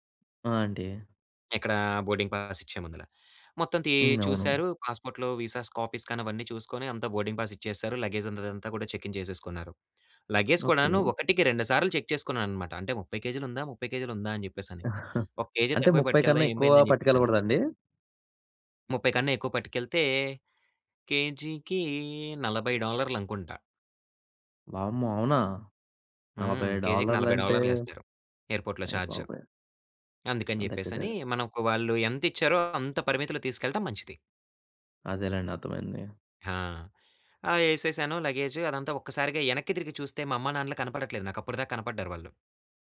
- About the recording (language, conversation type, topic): Telugu, podcast, మొదటిసారి ఒంటరిగా ప్రయాణం చేసినప్పుడు మీ అనుభవం ఎలా ఉండింది?
- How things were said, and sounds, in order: in English: "బోర్డింగ్ పాస్"; in English: "పాస్‌పోర్ట్‌లో వీసాస్, కాపీస్"; in English: "బోర్డింగ్ పాస్"; in English: "లగేజ్"; in English: "చెక్ ఇన్"; in English: "లగేజ్"; in English: "చెక్"; chuckle; other background noise; in English: "ఎయిర్‌పోర్ట్‌లో చార్జ్"; in English: "లగేజ్"